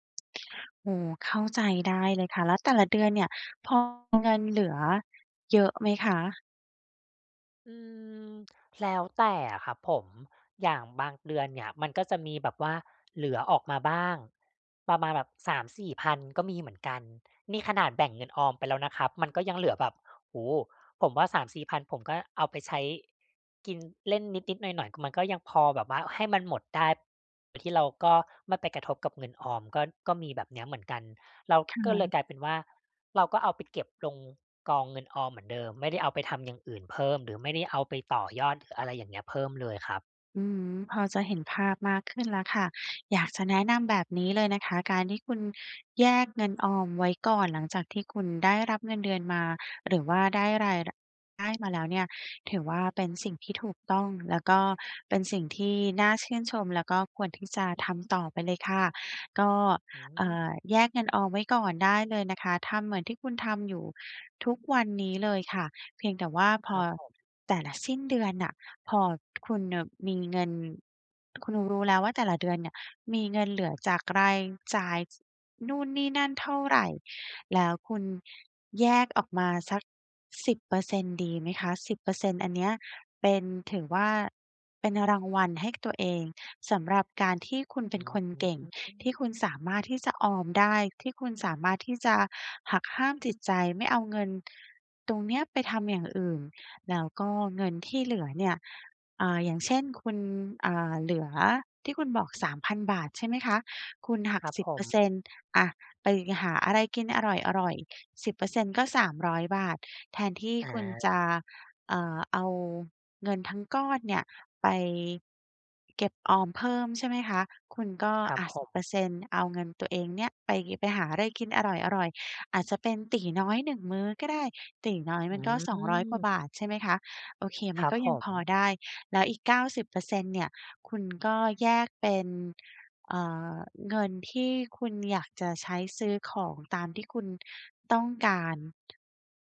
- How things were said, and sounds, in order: other background noise; tapping
- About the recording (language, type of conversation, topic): Thai, advice, จะทำอย่างไรให้สนุกกับวันนี้โดยไม่ละเลยการออมเงิน?